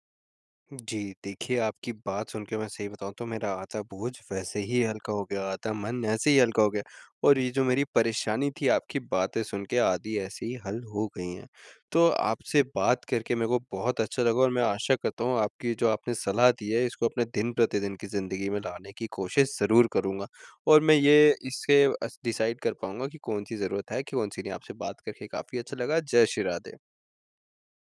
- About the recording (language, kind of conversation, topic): Hindi, advice, घर में बहुत सामान है, क्या छोड़ूँ यह तय नहीं हो रहा
- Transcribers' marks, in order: in English: "डिसाइड"